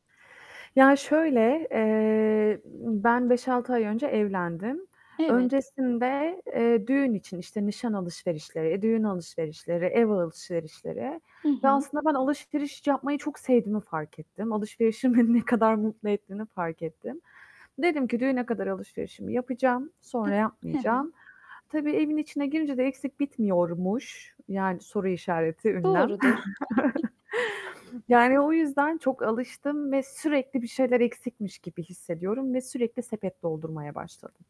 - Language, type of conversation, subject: Turkish, advice, Harcamalarımı kontrol edemeyip sürekli borca girme döngüsünden nasıl çıkabilirim?
- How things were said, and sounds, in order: static; background speech; laughing while speaking: "beni ne kadar"; other background noise; chuckle